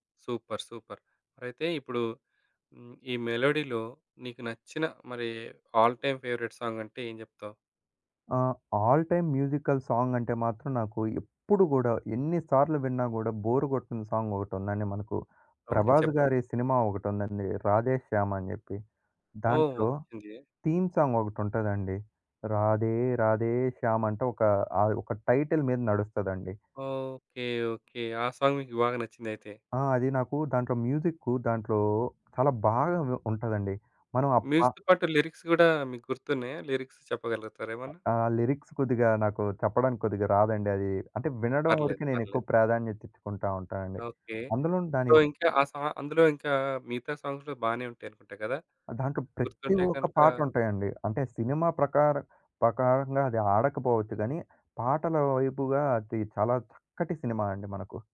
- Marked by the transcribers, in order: in English: "సూపర్ సూపర్"; in English: "మెలోడీలో"; in English: "ఆల్ టైమ్ ఫేవరెట్"; in English: "ఆల్ టైమ్ మ్యూజికల్"; in English: "బోర్"; other background noise; unintelligible speech; in English: "తీమ్"; singing: "రాధే రాధే శ్యామంట"; in English: "టైటిల్"; tapping; in English: "సాంగ్"; in English: "మ్యూజిక్‌తో"; in English: "లిరిక్స్"; in English: "లిరిక్స్"; in English: "లిరిక్స్"; in English: "సో"; in English: "సాంగ్స్"
- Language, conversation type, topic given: Telugu, podcast, షేర్ చేసుకునే పాటల జాబితాకు పాటలను ఎలా ఎంపిక చేస్తారు?